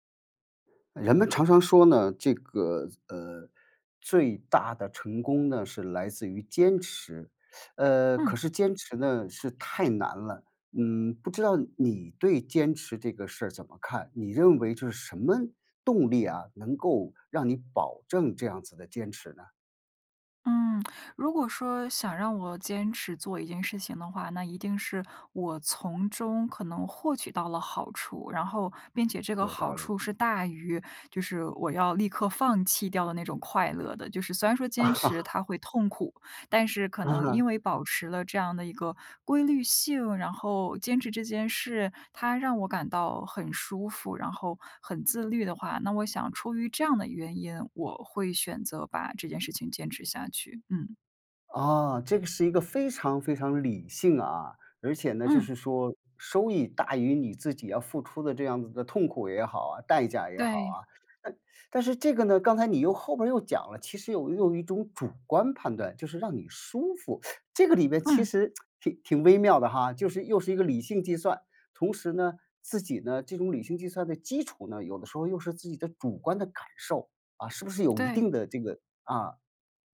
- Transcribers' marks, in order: teeth sucking; tsk; chuckle; laughing while speaking: "啊"; teeth sucking; tsk
- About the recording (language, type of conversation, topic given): Chinese, podcast, 你觉得让你坚持下去的最大动力是什么？